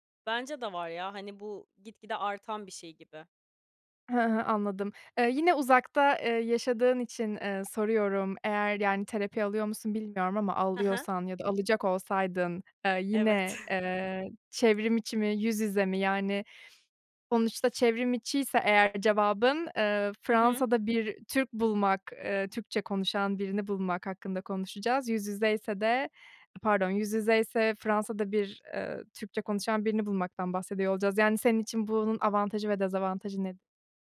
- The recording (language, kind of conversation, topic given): Turkish, podcast, Yüz yüze sohbetlerin çevrimiçi sohbetlere göre avantajları nelerdir?
- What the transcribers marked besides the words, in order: other background noise; giggle; sniff